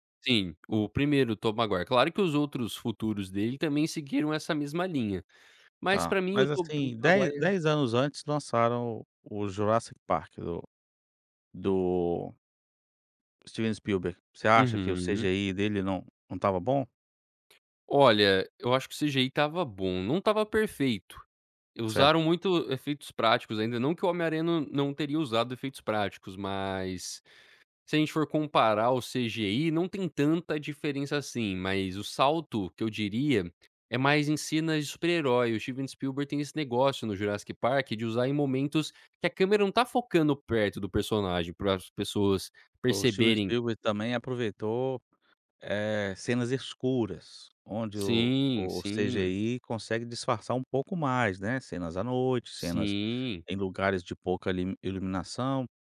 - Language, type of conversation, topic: Portuguese, podcast, Me conta sobre um filme que marcou sua vida?
- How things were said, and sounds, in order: "Certo" said as "cer"